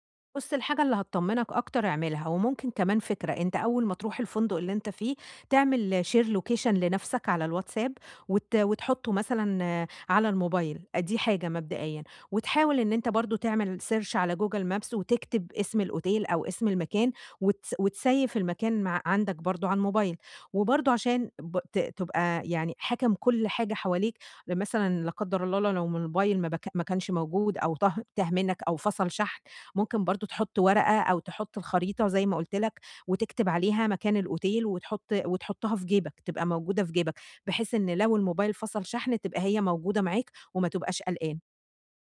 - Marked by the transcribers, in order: in English: "Share location"; in English: "search"; in English: "الأوتيل"; in English: "وتسَيِّف"; in English: "الأوتيل"
- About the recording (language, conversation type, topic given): Arabic, advice, إزاي أتنقل بأمان وثقة في أماكن مش مألوفة؟